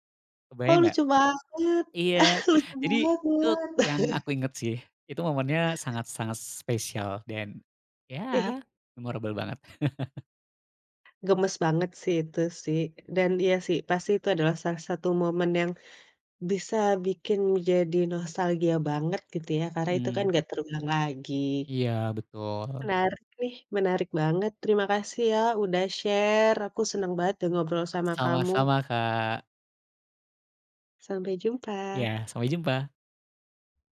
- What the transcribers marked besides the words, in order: chuckle; tapping; in English: "memorable"; laugh; in English: "share"
- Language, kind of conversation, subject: Indonesian, podcast, Apa acara TV masa kecil yang masih kamu ingat sampai sekarang?